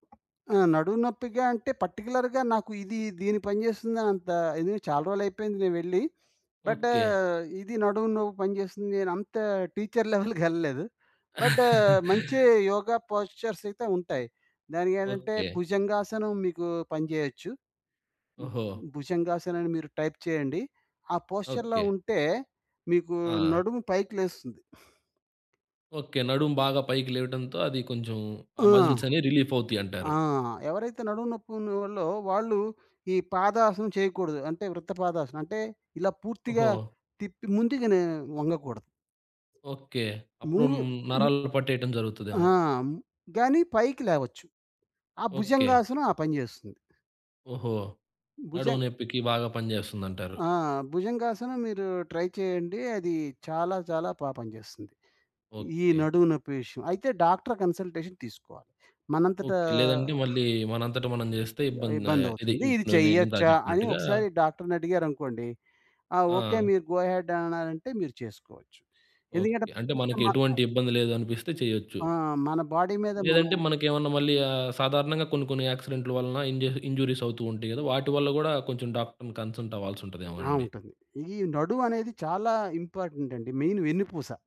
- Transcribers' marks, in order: other background noise; in English: "పార్టిక్యులర్‌గా"; in English: "బట్"; in English: "టీచర్ లెవెల్‌కెళ్ళలేదు. బట్"; chuckle; in English: "పోస్చర్స్"; in English: "టైప్"; in English: "పోస్చర్‌లో"; in English: "మజిల్స్"; in English: "రిలీఫ్"; in English: "ట్రై"; in English: "డాక్టర్ కన్సల్టేషన్"; in English: "గో హెడ్"; in English: "బాడీ"; in English: "ఇంజ్యూ ఇంజ్యూరీస్"; in English: "డాక్టర్‌ని కన్సల్ట్"; in English: "ఇంపార్టెంట్"; in English: "మెయిన్"
- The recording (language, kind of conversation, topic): Telugu, podcast, ఒక్క నిమిషం ధ్యానం చేయడం మీకు ఏ విధంగా సహాయపడుతుంది?